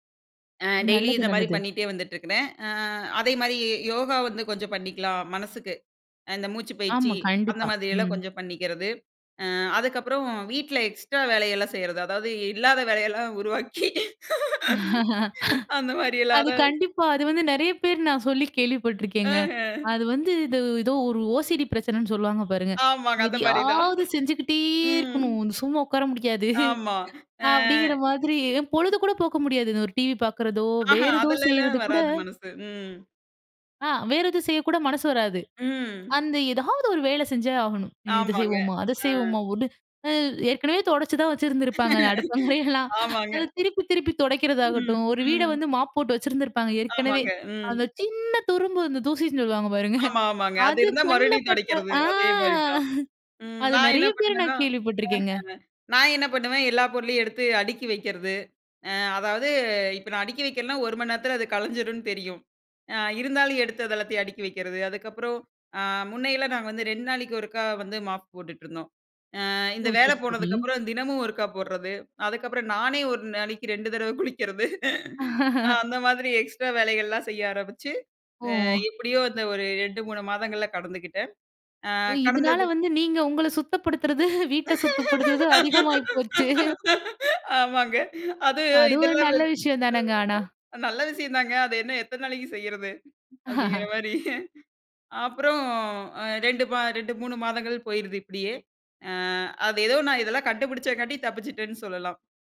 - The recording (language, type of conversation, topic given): Tamil, podcast, மனநலமும் வேலைவாய்ப்பும் இடையே சமநிலையை எப்படிப் பேணலாம்?
- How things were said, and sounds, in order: in English: "எக்ஸ்ட்ரா"; laugh; laughing while speaking: "அந்த மாரியில்லாத வ்"; laughing while speaking: "அஹ"; other background noise; other noise; laughing while speaking: "ஆமாங்க, அந்த மாரி தான்"; chuckle; drawn out: "அ"; laughing while speaking: "ஆமாங்க"; laughing while speaking: "அடுப்பங்காறயெல்லாம்"; laughing while speaking: "பாருங்க"; drawn out: "ஆ"; laughing while speaking: "ரெண்டு தடவ குளிக்குறது. நான் அந்த மாதிரி"; laugh; in English: "எக்ஸ்ட்ரா"; laughing while speaking: "வீட்ட சுத்தப்படுத்துறது அதிகமாகி போயிச்சே"; laughing while speaking: "ஆமாங்க. அது இதெல்லாம் வ நல்ல … செய்யுறது. அப்டிங்குற மாரி"; unintelligible speech; laugh